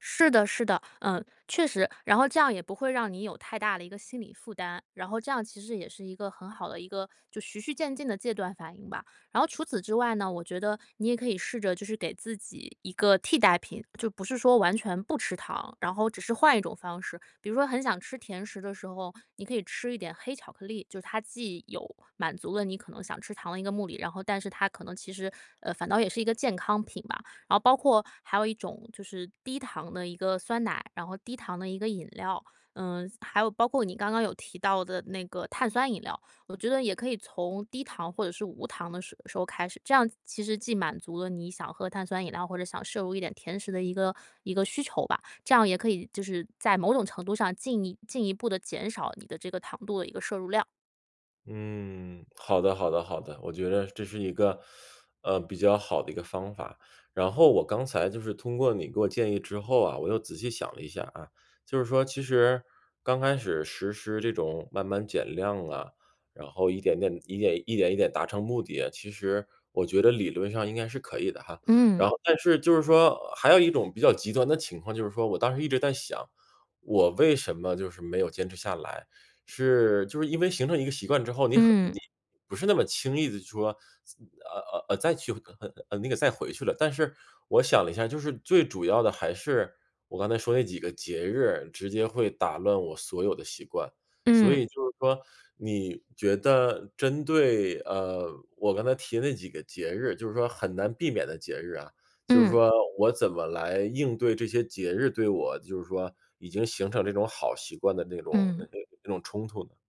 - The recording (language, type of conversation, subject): Chinese, advice, 我想改掉坏习惯却总是反复复发，该怎么办？
- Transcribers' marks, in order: "循序渐进" said as "徐序渐进"; teeth sucking